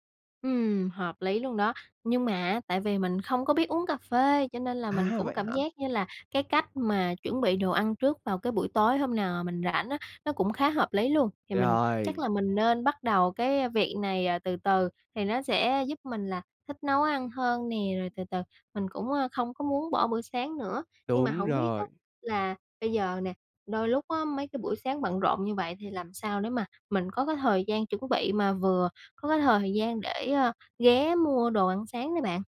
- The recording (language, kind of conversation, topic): Vietnamese, advice, Làm thế nào để tôi không bỏ bữa sáng khi buổi sáng quá bận rộn?
- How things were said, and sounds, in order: other background noise; tapping